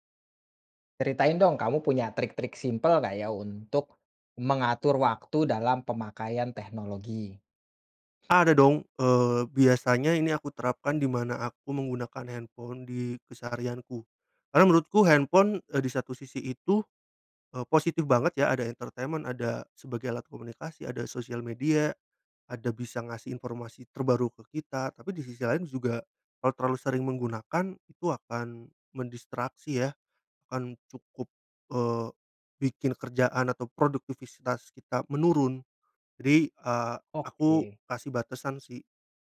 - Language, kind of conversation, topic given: Indonesian, podcast, Apa saja trik sederhana untuk mengatur waktu penggunaan teknologi?
- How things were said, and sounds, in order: "teknologi" said as "tehnologi"; other background noise; in English: "entertainment"; "produktivitas" said as "produktivistas"